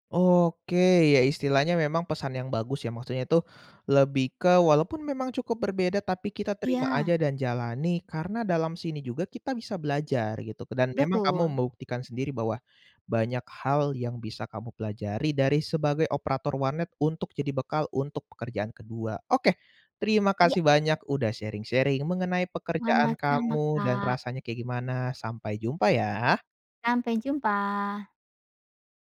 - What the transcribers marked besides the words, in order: in English: "sharing-sharing"
- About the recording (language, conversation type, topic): Indonesian, podcast, Bagaimana rasanya mendapatkan pekerjaan pertama Anda?